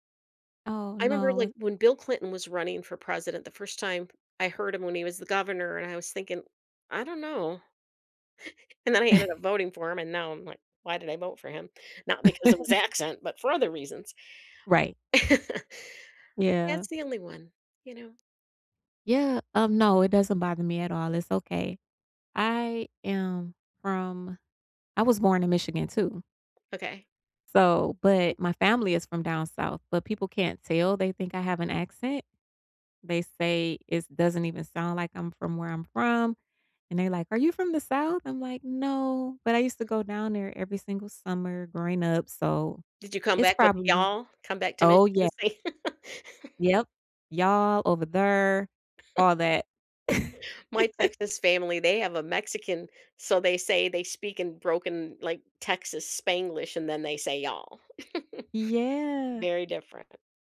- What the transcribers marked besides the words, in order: chuckle; laugh; chuckle; tapping; laugh; chuckle; laugh; drawn out: "Yeah"; laugh
- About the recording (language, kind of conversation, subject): English, unstructured, How do you react when someone stereotypes you?